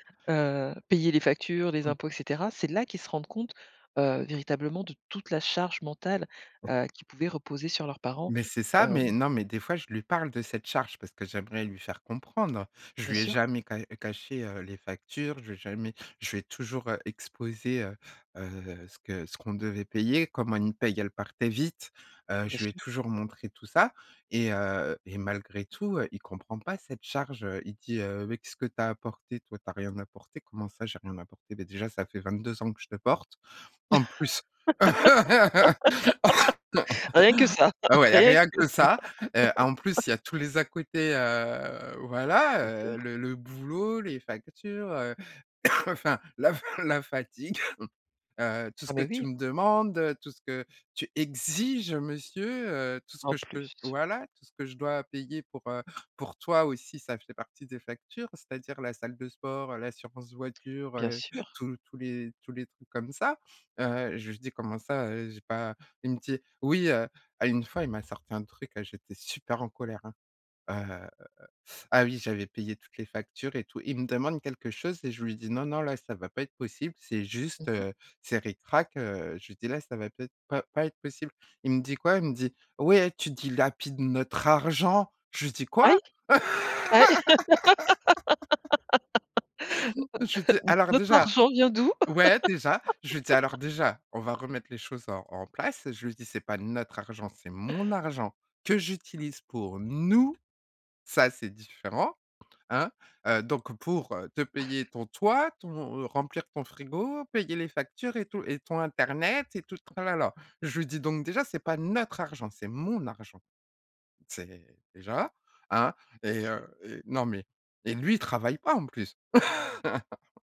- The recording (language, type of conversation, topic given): French, podcast, Qu'est-ce qui déclenche le plus souvent des conflits entre parents et adolescents ?
- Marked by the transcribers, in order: laugh; laughing while speaking: "rien que ça"; laugh; cough; laugh; drawn out: "heu"; cough; stressed: "exiges"; laugh; laugh; stressed: "nous"; tapping; chuckle; laugh